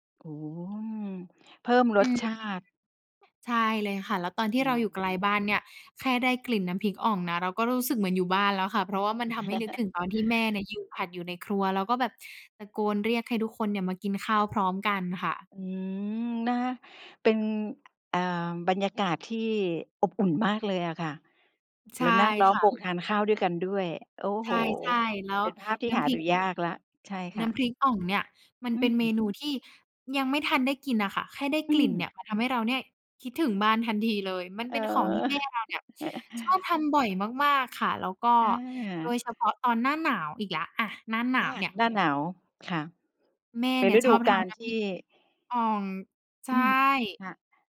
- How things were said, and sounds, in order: chuckle; tapping; chuckle; background speech
- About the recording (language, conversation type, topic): Thai, podcast, อาหารหรือกลิ่นอะไรที่ทำให้คุณคิดถึงบ้านมากที่สุด และช่วยเล่าให้ฟังหน่อยได้ไหม?